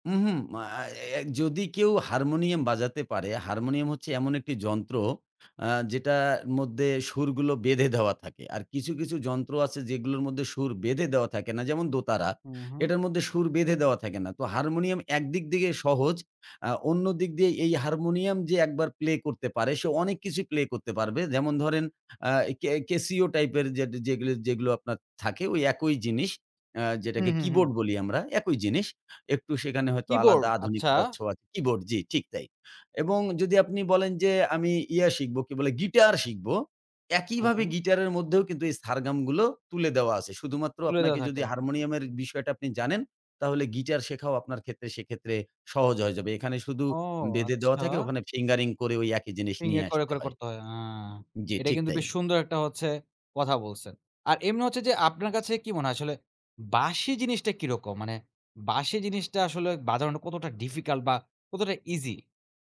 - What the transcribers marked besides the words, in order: none
- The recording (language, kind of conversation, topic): Bengali, podcast, নতুন কোনো বাদ্যযন্ত্র শেখা শুরু করার সিদ্ধান্ত আপনি কীভাবে নিয়েছিলেন?